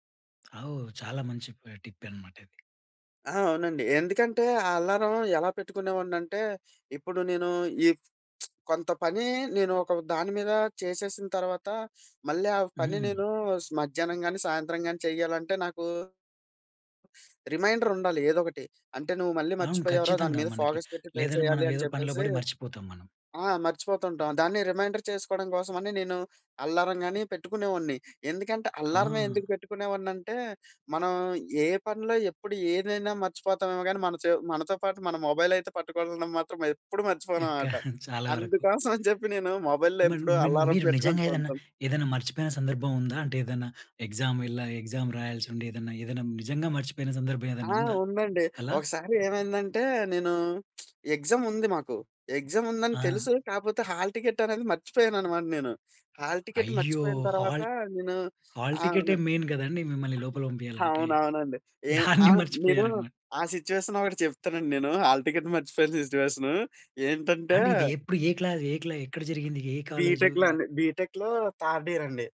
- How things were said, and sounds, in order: tapping; in English: "అలారం"; lip smack; sniff; sniff; in English: "ఫోకస్"; in English: "ట్రై"; in English: "రిమైండర్"; in English: "అలారం"; other background noise; in English: "మొబైల్"; chuckle; in English: "మొబైల్‌లో"; in English: "ఎగ్జామ్"; in English: "ఎగ్జామ్"; lip smack; in English: "మెయిన్"; other noise; chuckle; laughing while speaking: "దాన్ని మర్చిపోయారు"; in English: "సిట్యుయేషన్"; in English: "బీటెక్‌లో"; in English: "బీటెక్‌లో థర్డ్ ఇయర్"
- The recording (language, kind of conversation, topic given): Telugu, podcast, పనిలో మళ్లీ దృష్టి కేంద్రీకరించేందుకు మీకు పనికొచ్చే చిన్న సూచనలు ఏవి?